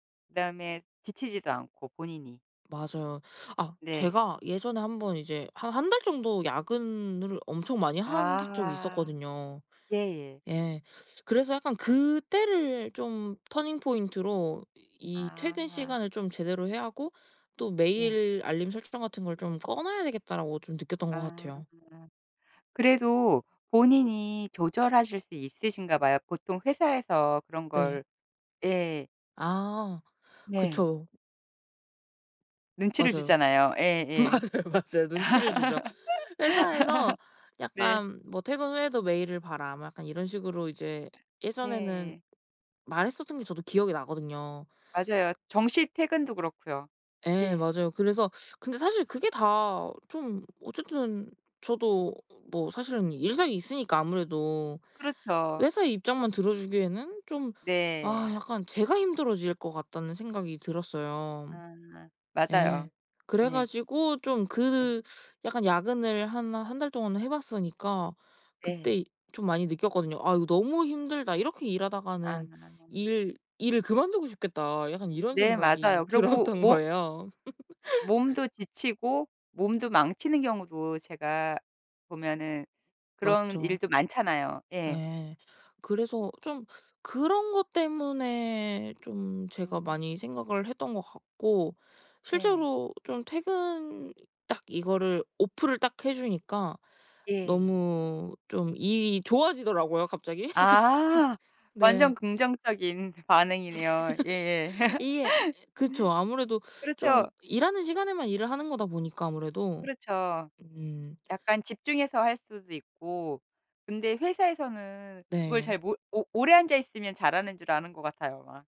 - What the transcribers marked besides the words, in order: tapping; laughing while speaking: "맞아요, 맞아요"; other background noise; laugh; laughing while speaking: "들었던"; laugh; laugh; laugh; laugh
- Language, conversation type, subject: Korean, podcast, 일과 삶의 균형을 어떻게 유지하고 계신가요?